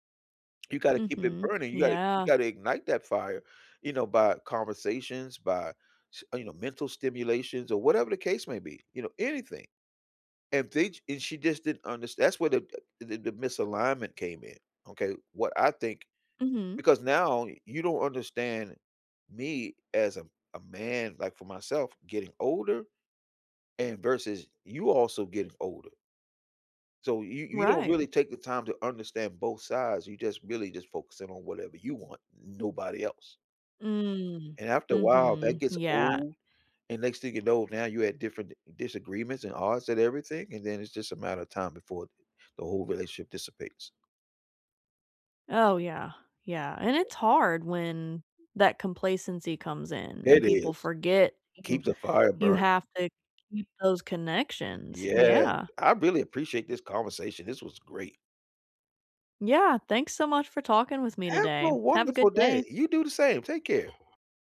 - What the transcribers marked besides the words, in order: other background noise
- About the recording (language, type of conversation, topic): English, unstructured, How can I keep a long-distance relationship feeling close without constant check-ins?
- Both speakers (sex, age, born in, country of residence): female, 25-29, United States, United States; male, 60-64, United States, United States